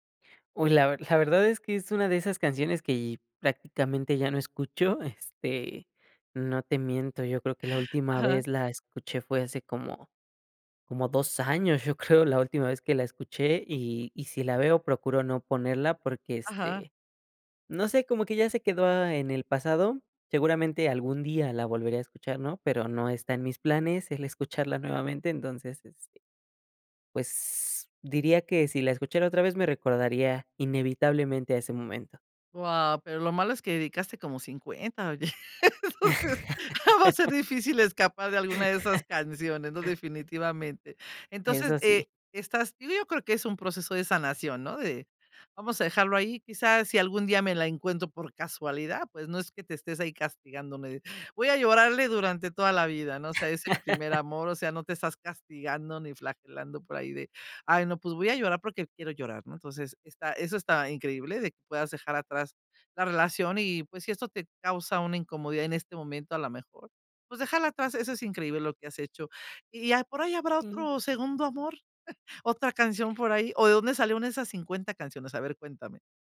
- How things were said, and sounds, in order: laugh; laughing while speaking: "Entonces"; laugh; laugh; chuckle
- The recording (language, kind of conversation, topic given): Spanish, podcast, ¿Qué canción asocias con tu primer amor?